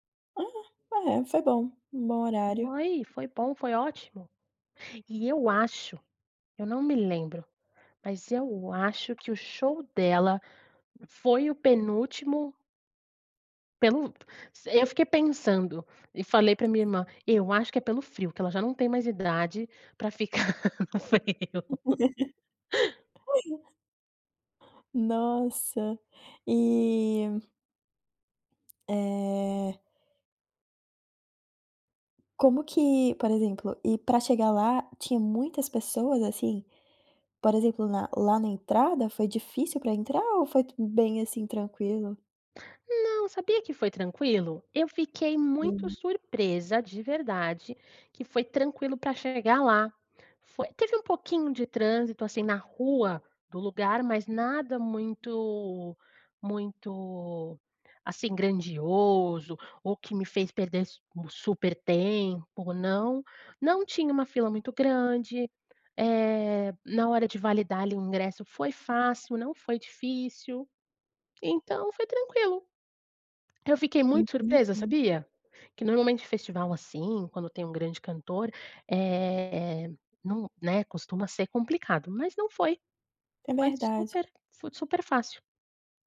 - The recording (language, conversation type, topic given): Portuguese, podcast, Qual foi o show ao vivo que mais te marcou?
- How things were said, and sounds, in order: tapping; laugh; unintelligible speech; other background noise; laughing while speaking: "ficar no frio"